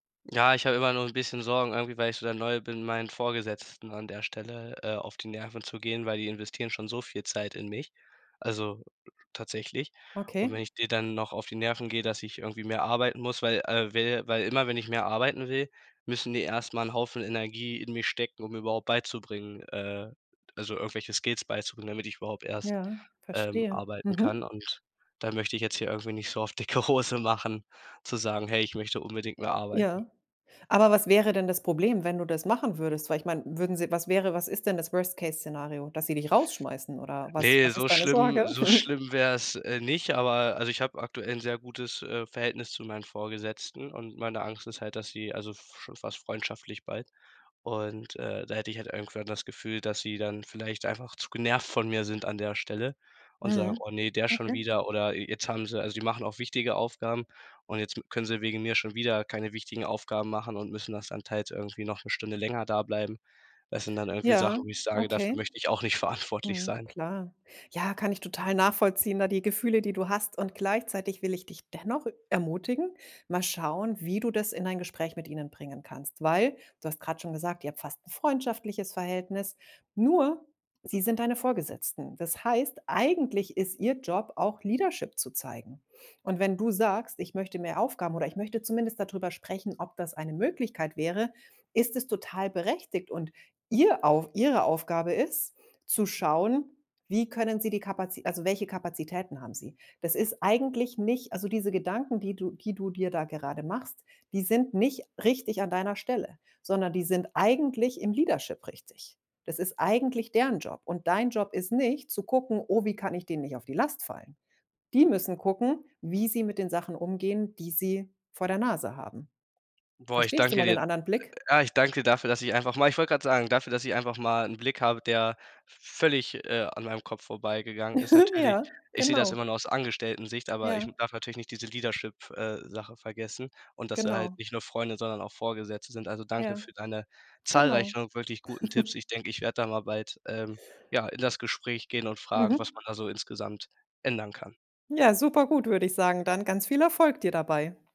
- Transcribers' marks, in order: laughing while speaking: "auf dicke Hose machen"; chuckle; laughing while speaking: "nicht verantwortlich sein"; stressed: "nur"; in English: "Leadership"; stressed: "ihr"; other background noise; in English: "Leadership"; giggle; in English: "Leadership"; giggle
- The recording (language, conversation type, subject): German, advice, Wie ist es für dich, plötzlich von zu Hause statt im Büro zu arbeiten?